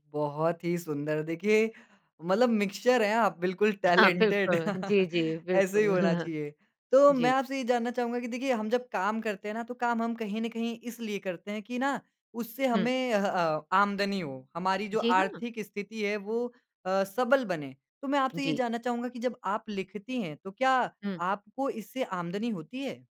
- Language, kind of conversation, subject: Hindi, podcast, क्या आप अपने काम को अपनी पहचान मानते हैं?
- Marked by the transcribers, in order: in English: "मिक्सचर"; laughing while speaking: "टैलेंटेड"; in English: "टैलेंटेड"; laughing while speaking: "हाँ, बिल्कुल"; laugh; chuckle